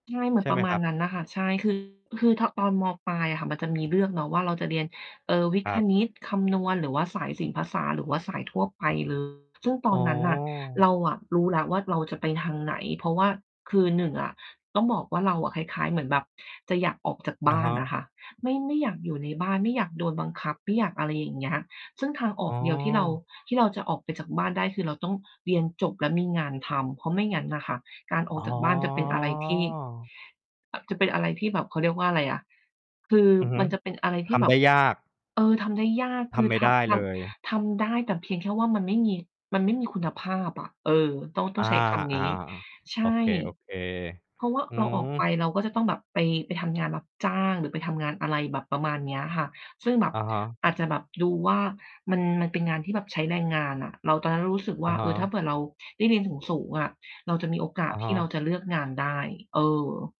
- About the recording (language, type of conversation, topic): Thai, podcast, คุณช่วยเล่าเรื่องครั้งแรกที่ทำให้คุณเริ่มรักการเรียนให้ฟังได้ไหม?
- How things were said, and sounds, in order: distorted speech; drawn out: "อ๋อ"